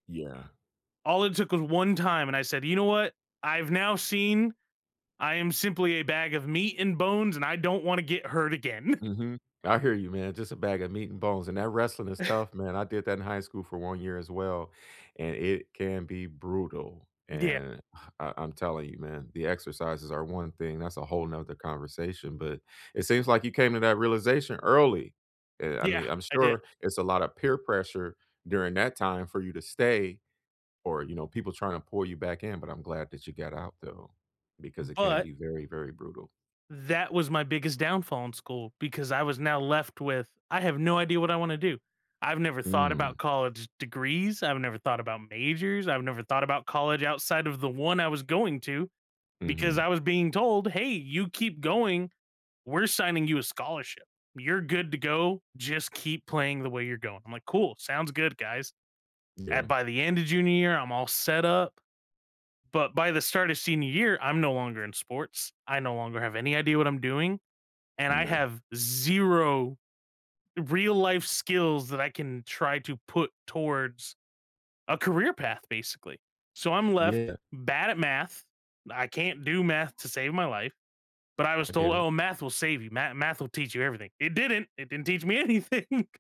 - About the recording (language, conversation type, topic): English, unstructured, Should schools focus more on tests or real-life skills?
- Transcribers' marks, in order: chuckle; chuckle; sigh; "other" said as "nother"; laughing while speaking: "anything"